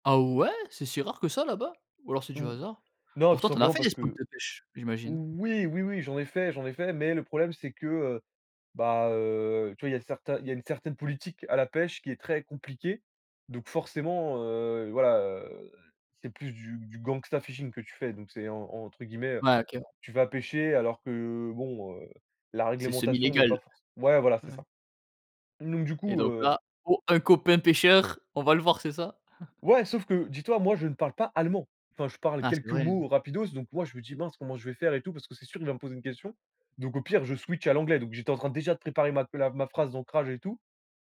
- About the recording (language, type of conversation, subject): French, podcast, Pouvez-vous nous raconter l’histoire d’une amitié née par hasard à l’étranger ?
- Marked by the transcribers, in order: in English: "gangsta fishing"; chuckle; in English: "switch"